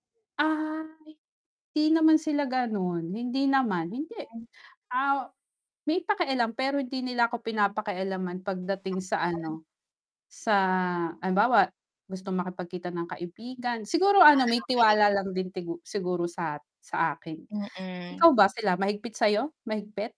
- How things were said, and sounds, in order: static; unintelligible speech; distorted speech; tapping
- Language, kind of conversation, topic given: Filipino, unstructured, Paano mo ipinapakita ang pagmamahal sa iyong pamilya araw-araw?